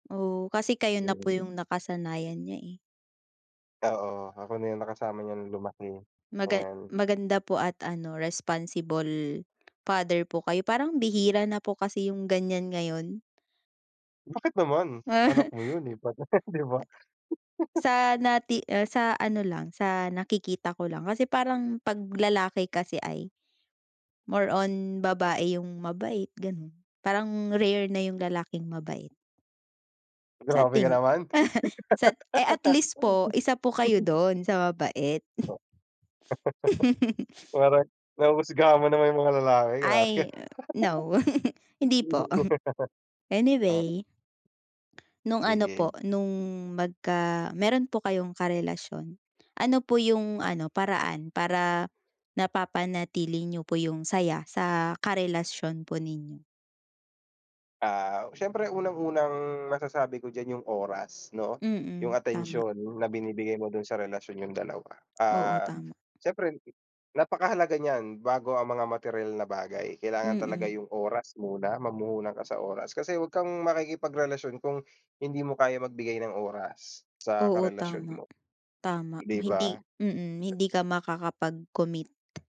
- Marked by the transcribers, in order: unintelligible speech; laugh; laugh; laugh; laugh; laughing while speaking: "grabe ka"; laugh
- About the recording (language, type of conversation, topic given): Filipino, unstructured, Paano mo pinapanatili ang saya at kasiyahan sa inyong relasyon?